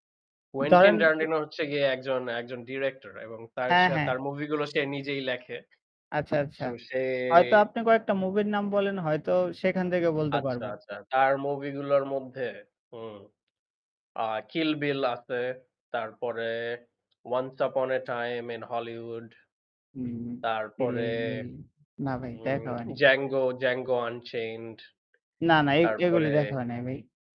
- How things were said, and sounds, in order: wind; unintelligible speech
- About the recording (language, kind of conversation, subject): Bengali, unstructured, কোন সিনেমার সংলাপগুলো আপনার মনে দাগ কেটেছে?